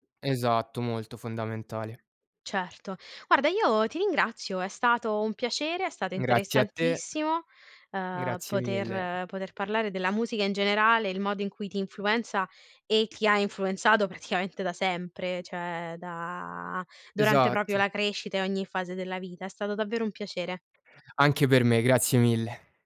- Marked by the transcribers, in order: other background noise; tapping
- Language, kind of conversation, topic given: Italian, podcast, In che modo la musica influenza il tuo umore ogni giorno?